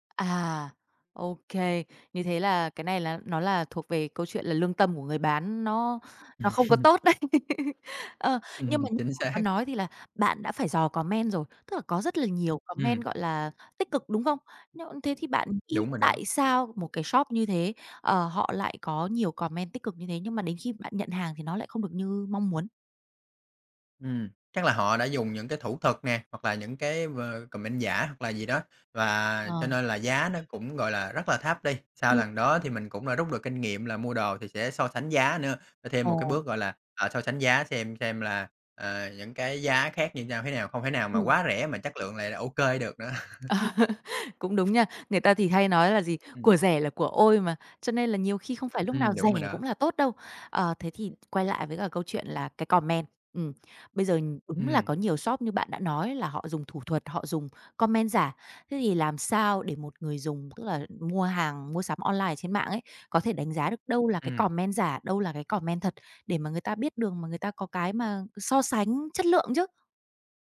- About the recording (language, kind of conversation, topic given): Vietnamese, podcast, Bạn có thể chia sẻ trải nghiệm mua sắm trực tuyến của mình không?
- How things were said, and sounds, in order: tapping; laughing while speaking: "đấy"; laugh; chuckle; in English: "comment"; laughing while speaking: "xác"; in English: "comment"; in English: "comment"; in English: "comment"; horn; laugh; other background noise; in English: "comment"; in English: "comment"; in English: "comment"; in English: "comment"